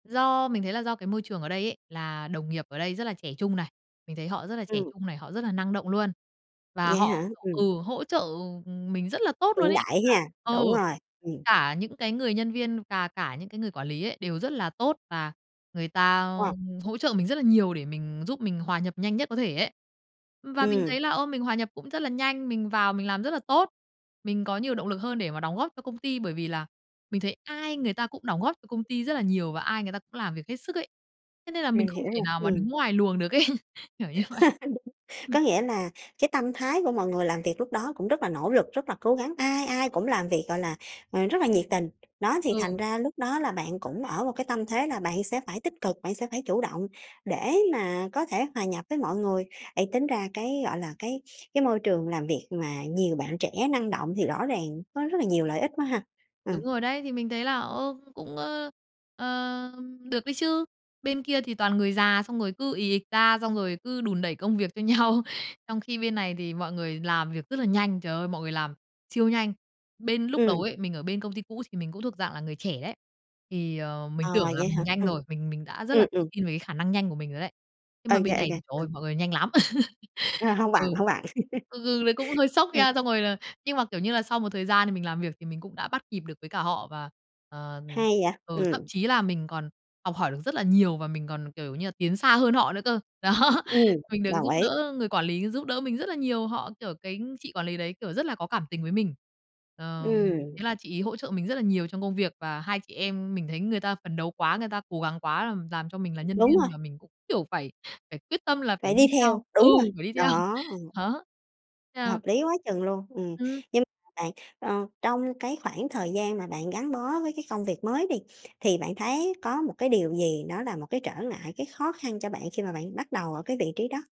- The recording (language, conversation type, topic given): Vietnamese, podcast, Có khi nào một thất bại lại mang đến lợi ích lớn không?
- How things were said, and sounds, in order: tapping; background speech; other background noise; laugh; laughing while speaking: "ấy"; laughing while speaking: "như vậy"; bird; laughing while speaking: "cho nhau"; chuckle; laughing while speaking: "Đó"; laughing while speaking: "theo. Đó"